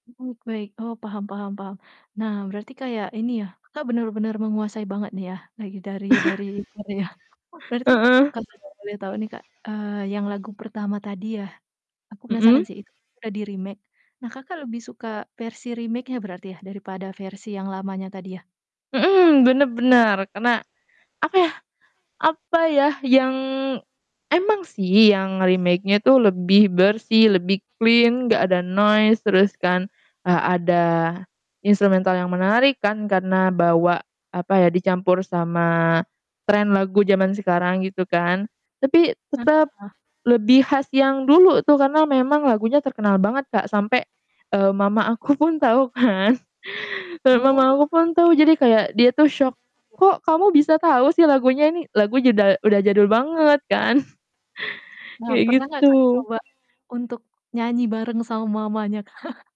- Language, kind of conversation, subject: Indonesian, podcast, Lagu apa yang selalu kamu nyanyikan saat karaoke?
- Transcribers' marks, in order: distorted speech; chuckle; laughing while speaking: "Korea"; chuckle; static; other background noise; in English: "remake"; in English: "remake-nya"; in English: "remake-nya"; in English: "clean"; in English: "noise"; laughing while speaking: "pun"; laughing while speaking: "kan"; unintelligible speech; chuckle; laughing while speaking: "Kak?"